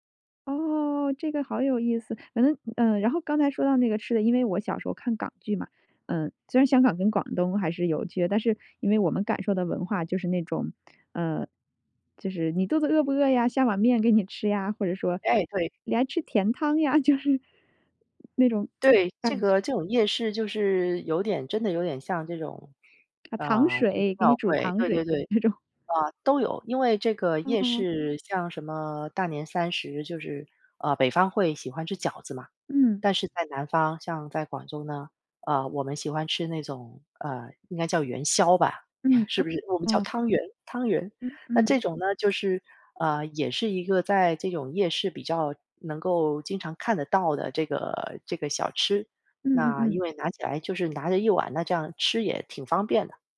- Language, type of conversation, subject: Chinese, podcast, 你会如何向别人介绍你家乡的夜市？
- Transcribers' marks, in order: laughing while speaking: "吃呀！"; laughing while speaking: "就是"; laughing while speaking: "那种"; chuckle